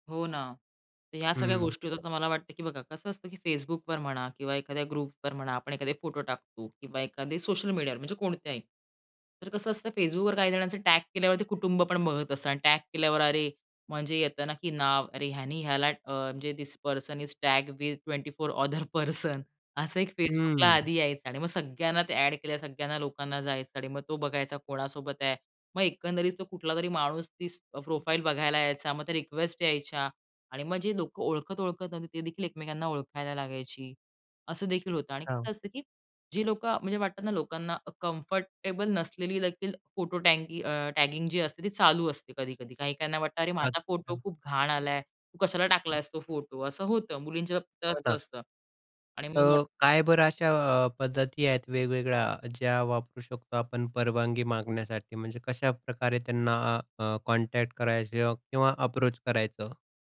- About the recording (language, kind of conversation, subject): Marathi, podcast, इतरांचे फोटो शेअर करण्यापूर्वी परवानगी कशी विचारता?
- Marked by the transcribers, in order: tapping; other background noise; in English: "ग्रुपवर"; in English: "थिस पर्सन इस टॅग विथ ट्वेंटी फोर ऑदर पर्सन"; laughing while speaking: "ऑदर पर्सन"; in English: "प्रोफाईल"; in English: "कम्फर्टेबल"; in English: "कॉन्टॅक्ट"; in English: "अप्रोच"